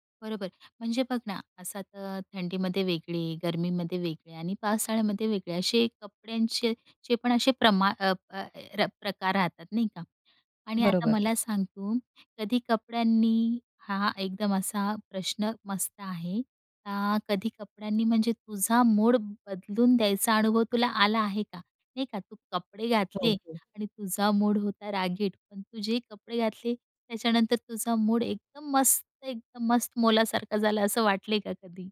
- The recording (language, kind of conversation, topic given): Marathi, podcast, कपडे निवडताना तुझा मूड किती महत्त्वाचा असतो?
- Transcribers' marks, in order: tapping